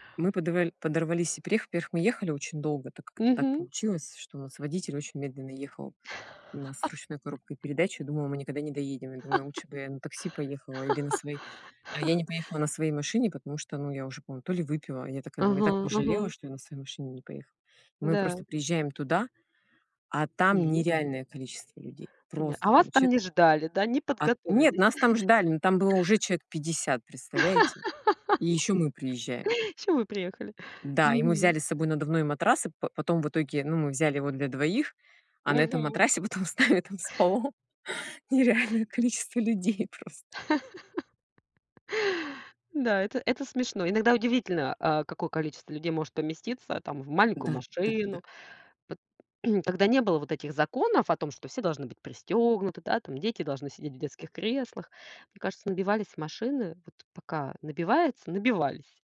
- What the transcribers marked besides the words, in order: laugh; tapping; laugh; chuckle; laugh; laughing while speaking: "с нами там спало нереальное количество людей просто"; laugh; throat clearing
- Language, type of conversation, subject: Russian, unstructured, Какие общие воспоминания с друзьями тебе запомнились больше всего?